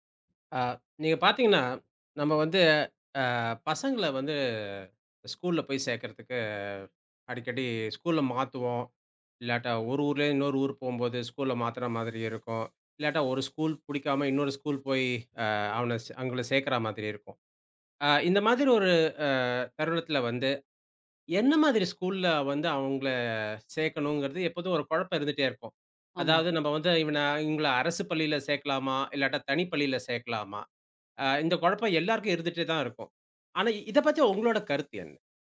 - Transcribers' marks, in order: drawn out: "ஆ"; drawn out: "வந்து"; drawn out: "சேக்கறதுக்கு"; drawn out: "அ"; drawn out: "ஆ"; drawn out: "அவுங்கள"
- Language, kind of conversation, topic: Tamil, podcast, அரசுப் பள்ளியா, தனியார் பள்ளியா—உங்கள் கருத்து என்ன?